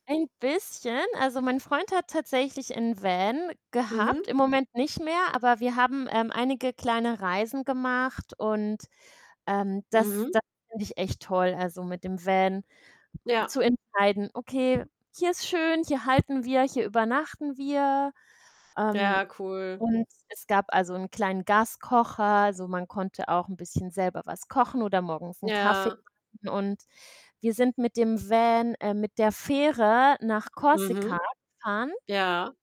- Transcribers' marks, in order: other background noise; distorted speech; static
- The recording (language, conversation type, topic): German, unstructured, Welche Art von Urlaub bevorzugst du: Abenteuer oder Entspannung?
- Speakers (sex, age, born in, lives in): female, 35-39, Brazil, France; female, 45-49, Germany, Germany